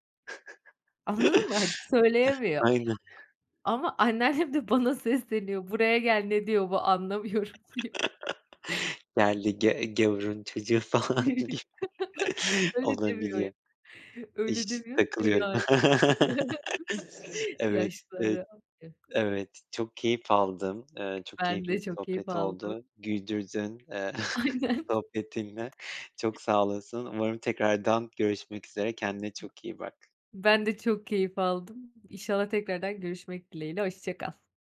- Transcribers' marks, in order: chuckle; other background noise; laughing while speaking: "anlamıyorum diyor"; chuckle; "gavurun" said as "gevurun"; chuckle; chuckle; unintelligible speech; chuckle; unintelligible speech; chuckle; laughing while speaking: "Aynen"
- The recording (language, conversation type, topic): Turkish, podcast, Dublaj mı, altyazı mı sence daha iyi ve neden?